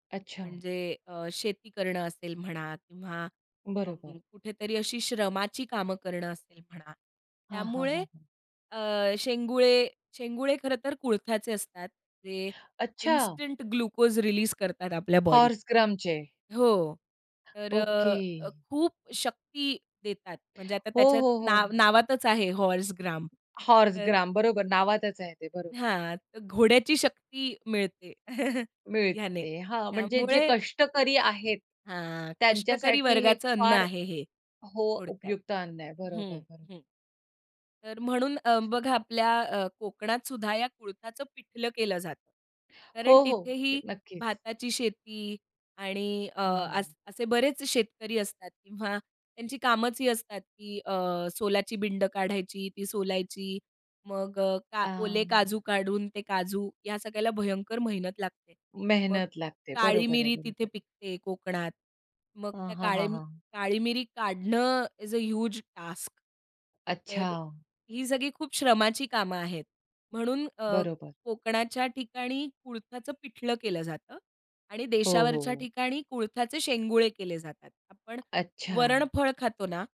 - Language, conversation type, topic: Marathi, podcast, तुझ्या संस्कृतीत खाद्यपदार्थांचं महत्त्व आणि भूमिका काय आहे?
- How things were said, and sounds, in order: in English: "इन्स्टंट ग्लुकोज रिलीज"; in English: "हॉर्स ग्रामचे"; other background noise; in English: "हॉर्स ग्राम"; in English: "हॉर्स ग्राम"; chuckle; in English: "इज अ ह्यूज टास्क"